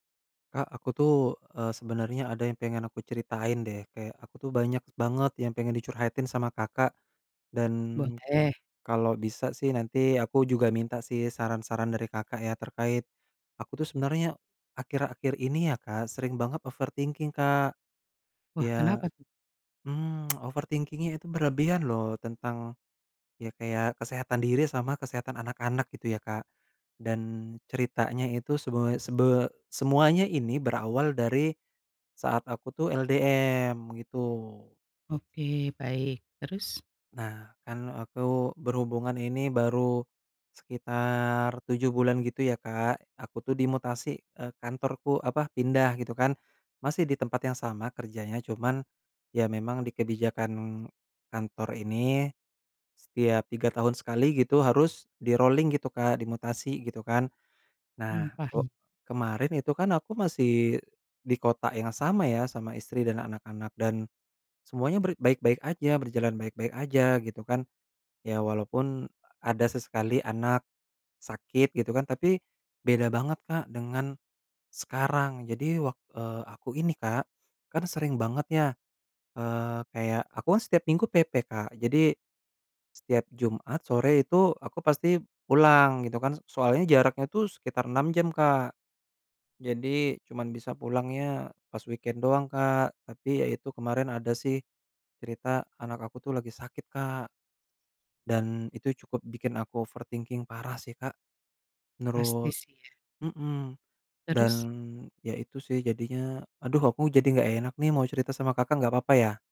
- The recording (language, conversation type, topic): Indonesian, advice, Mengapa saya terus-menerus khawatir tentang kesehatan diri saya atau keluarga saya?
- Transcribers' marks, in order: tapping; in English: "overthinking"; in English: "overthinking-nya"; in English: "di-rolling"; in English: "weekend"; in English: "overthinking"